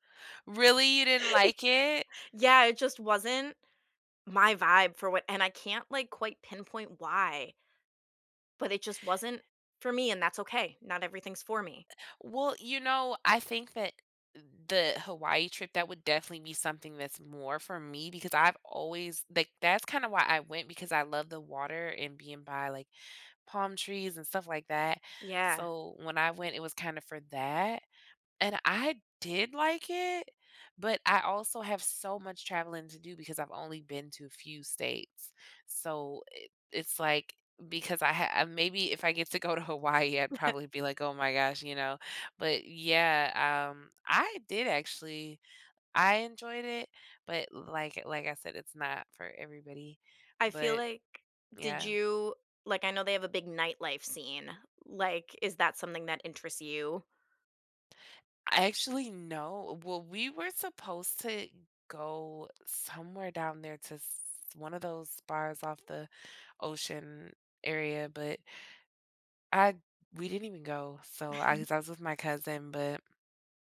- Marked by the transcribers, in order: laugh; laughing while speaking: "Yep"; laughing while speaking: "Hawaii"; chuckle; other background noise
- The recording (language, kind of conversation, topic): English, unstructured, What is your favorite place you have ever traveled to?